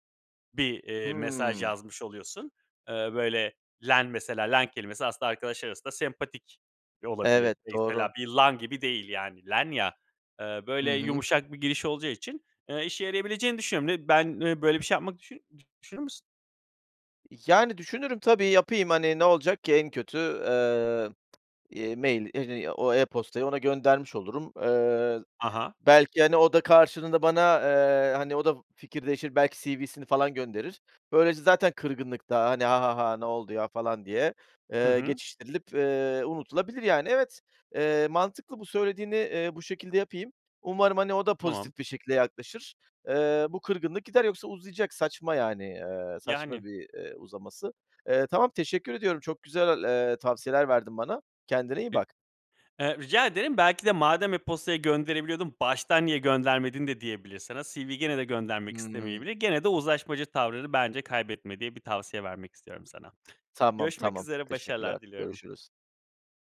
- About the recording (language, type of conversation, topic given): Turkish, advice, Kırgın bir arkadaşımla durumu konuşup barışmak için nasıl bir yol izlemeliyim?
- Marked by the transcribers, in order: other background noise